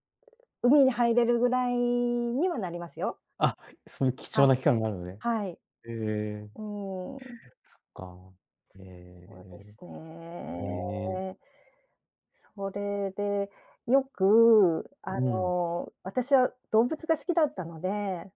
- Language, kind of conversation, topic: Japanese, podcast, 子どものころ、自然の中でいちばん印象に残っている思い出を教えてくれますか？
- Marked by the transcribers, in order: none